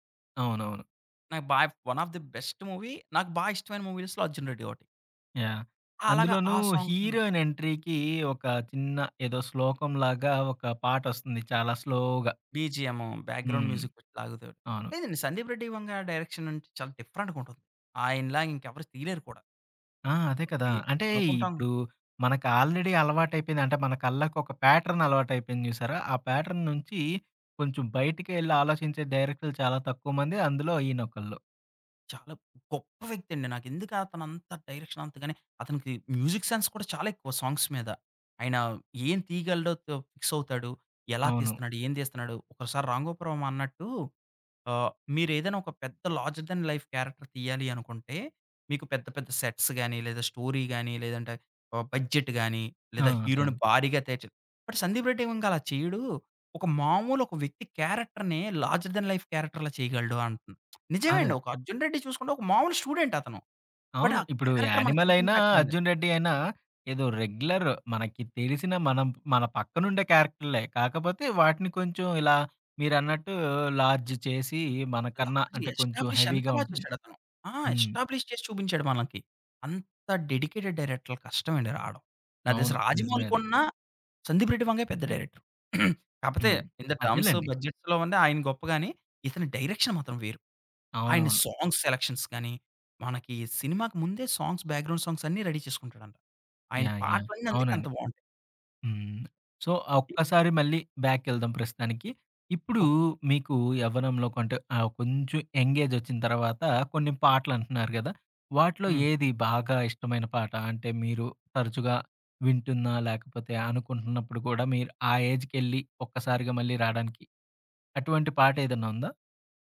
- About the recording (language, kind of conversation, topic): Telugu, podcast, మీ జీవితాన్ని ప్రతినిధ్యం చేసే నాలుగు పాటలను ఎంచుకోవాలంటే, మీరు ఏ పాటలను ఎంచుకుంటారు?
- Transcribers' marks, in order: in English: "వన్ ఆఫ్ ది బెస్ట్ మూవీ"; in English: "మూవీస్‌లో"; in English: "సాంగ్స్"; in English: "హీరోయిన్ ఎంట్రీకి"; in English: "స్లో‌గా"; in English: "బ్యాక్‌గ్రౌండ్ మ్యూజిక్"; in English: "ఆల్‌రెడి"; in English: "ప్యాటర్న్"; in English: "ప్యాటర్న్"; stressed: "గొప్ప"; in English: "డైరెక్షన్"; in English: "మ్యూజిక్ సెన్స్"; in English: "సాంగ్స్"; in English: "లార్జర్ థాన్ లైఫ్ క్యారెక్టర్"; in English: "సెట్స్"; in English: "స్టోరీ"; in English: "బడ్జెట్"; in English: "క్యారెక్టర్‌ని లార్జర్ థాన్ లైఫ్ క్యారెక్టర్‌లా"; lip smack; in English: "బట్"; in English: "క్యారెక్టర్"; in English: "రెగ్యులర్"; in English: "లార్జ్"; in English: "లార్జ్ ఎస్టాబ్‌లిష్"; in English: "హెవీ‌గా"; in English: "ఎస్టాబ్‌లిష్"; in English: "డెడికేటెడ్"; in English: "డైరెక్టర్"; throat clearing; in English: "ఇన్ ద టర్మ్‌స్ బడ్జెట్‌లో"; in English: "డైరెక్షన్"; in English: "సాంగ్స్ సెలక్షన్స్"; in English: "సాంగ్స్ బ్యాక్‌గ్రౌండ్"; in English: "రడీ"; in English: "సో"; unintelligible speech; in English: "ఏజ్‌కెళ్లి"